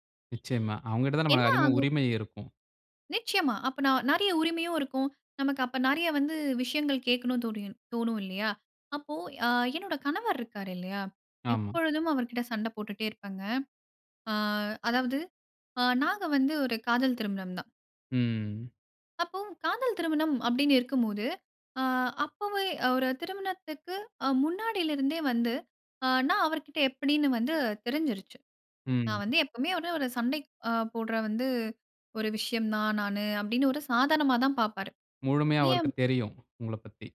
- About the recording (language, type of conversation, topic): Tamil, podcast, தீவிரமான சண்டைக்குப் பிறகு உரையாடலை எப்படி தொடங்குவீர்கள்?
- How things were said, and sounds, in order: horn; "நமக்கு" said as "நம"